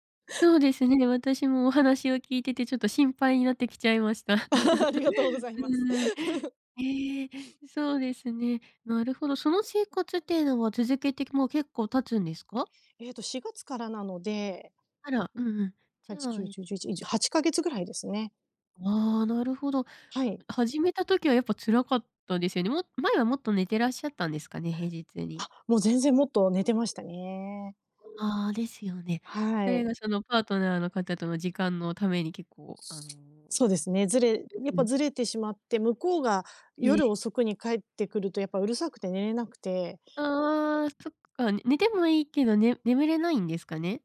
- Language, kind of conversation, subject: Japanese, advice, 休日に寝だめしても疲れが取れないのはなぜですか？
- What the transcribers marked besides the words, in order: laugh; other noise; alarm